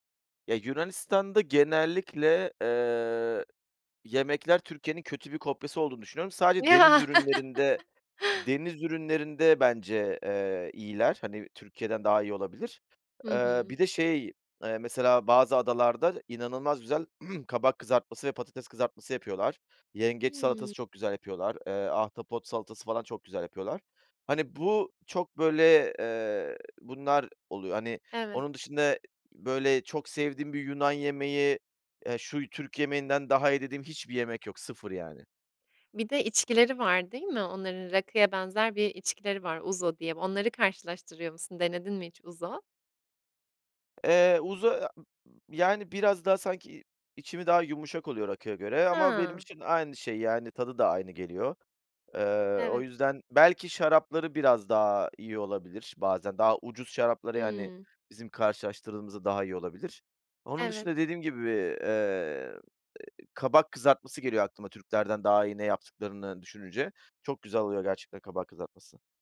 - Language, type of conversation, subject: Turkish, podcast, Sokak lezzetleri arasında en sevdiğin hangisiydi ve neden?
- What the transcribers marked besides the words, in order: laughing while speaking: "Ya!"; chuckle; other background noise; throat clearing